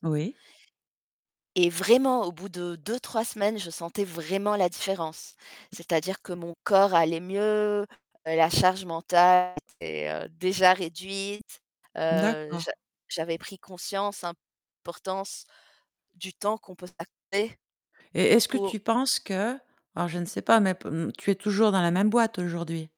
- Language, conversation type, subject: French, podcast, Comment gères-tu l’équilibre entre ta vie professionnelle et ta vie personnelle ?
- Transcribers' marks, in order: tapping; distorted speech